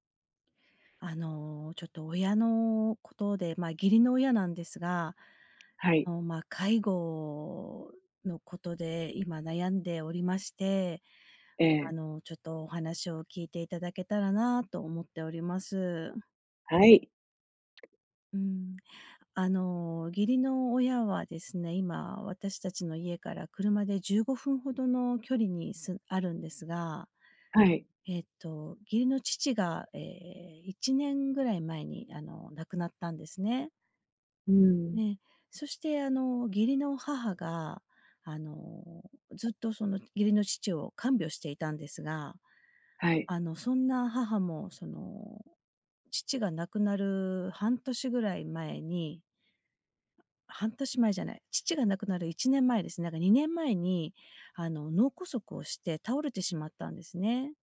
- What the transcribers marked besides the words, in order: other background noise
- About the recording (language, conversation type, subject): Japanese, advice, 親の介護のために生活を変えるべきか迷っているとき、どう判断すればよいですか？